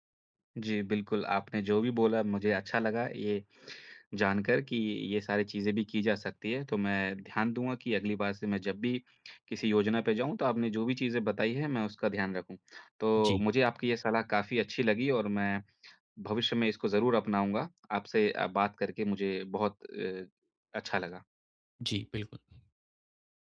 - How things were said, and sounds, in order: none
- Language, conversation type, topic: Hindi, advice, अचानक यात्रा रुक जाए और योजनाएँ बदलनी पड़ें तो क्या करें?
- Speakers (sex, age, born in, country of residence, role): male, 25-29, India, India, advisor; male, 30-34, India, India, user